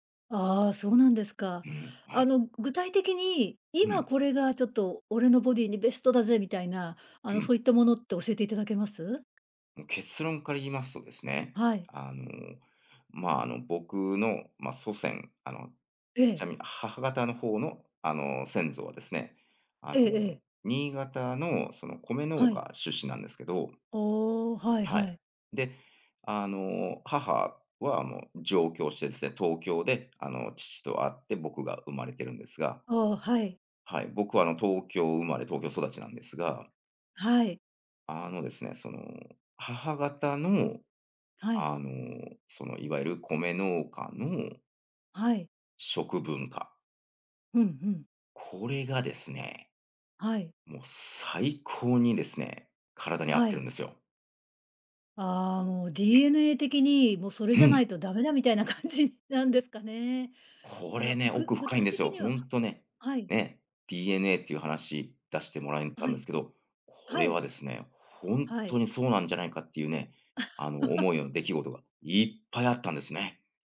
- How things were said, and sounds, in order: other background noise; unintelligible speech; laugh
- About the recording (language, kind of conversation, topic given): Japanese, podcast, 食文化に関して、特に印象に残っている体験は何ですか?